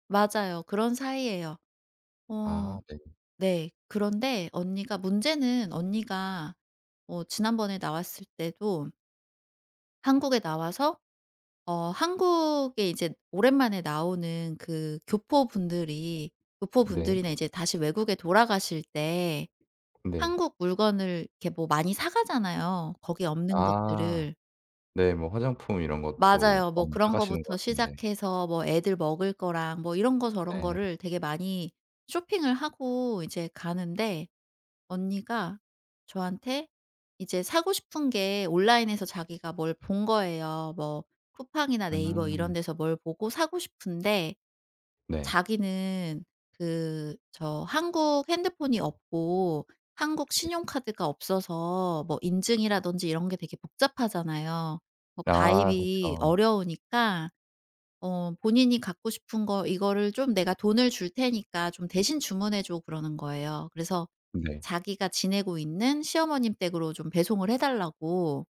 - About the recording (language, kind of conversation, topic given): Korean, advice, 팀 내 갈등을 조율하면서 업무 관계를 해치지 않으려면 어떻게 해야 할까요?
- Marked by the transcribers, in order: other background noise; tapping